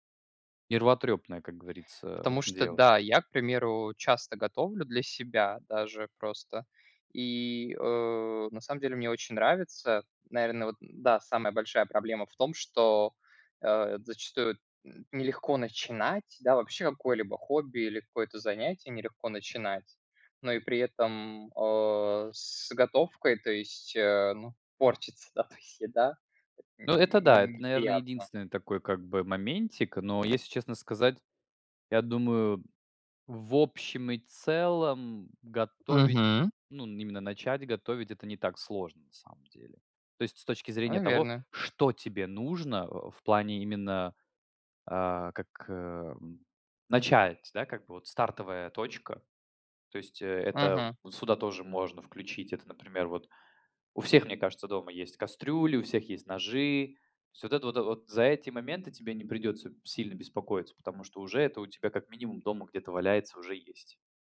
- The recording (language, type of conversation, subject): Russian, unstructured, Какие простые способы расслабиться вы знаете и используете?
- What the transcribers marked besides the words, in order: none